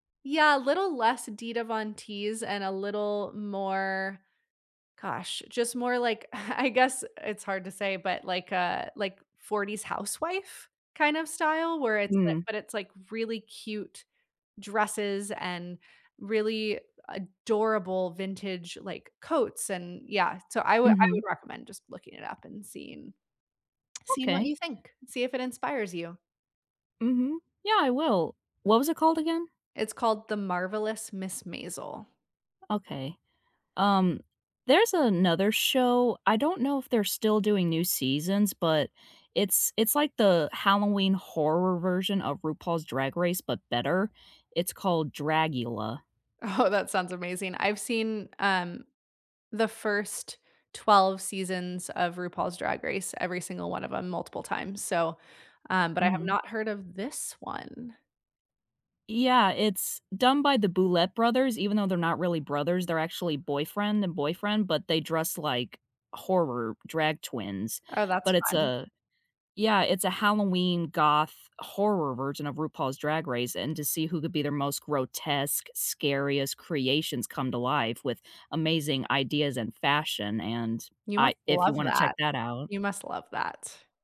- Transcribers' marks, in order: laughing while speaking: "I"; tapping; laughing while speaking: "Oh"
- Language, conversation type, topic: English, unstructured, What part of your style feels most like you right now, and why does it resonate with you?
- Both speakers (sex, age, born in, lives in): female, 25-29, United States, United States; female, 35-39, United States, United States